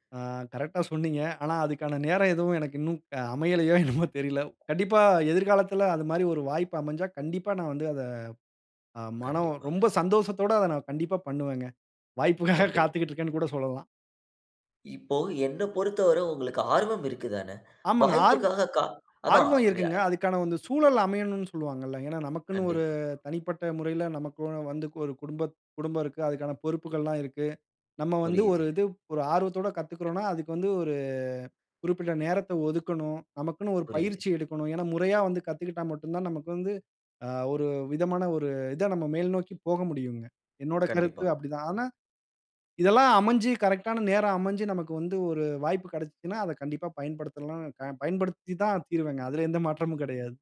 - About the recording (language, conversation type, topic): Tamil, podcast, இந்த ஆர்வத்தைப் பின்தொடர நீங்கள் எந்தத் திறன்களை கற்றுக்கொண்டீர்கள்?
- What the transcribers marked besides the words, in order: laughing while speaking: "அ அமையலயோ! என்னமோ! தெரியல"; other noise; laughing while speaking: "வாய்ப்புக்காக காத்துக்கிட்டு இருக்கேன்னு கூட சொல்லலாம்"; unintelligible speech